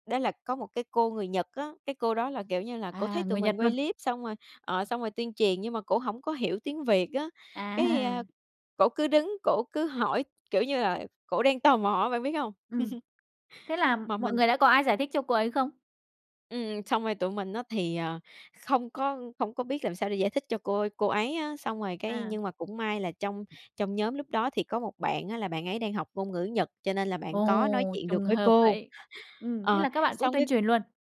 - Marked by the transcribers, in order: "luôn" said as "nuôn"; laughing while speaking: "À"; laughing while speaking: "tò"; laugh; other background noise; tapping
- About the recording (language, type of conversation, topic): Vietnamese, podcast, Bạn nghĩ gì về vai trò của cộng đồng trong việc bảo vệ môi trường?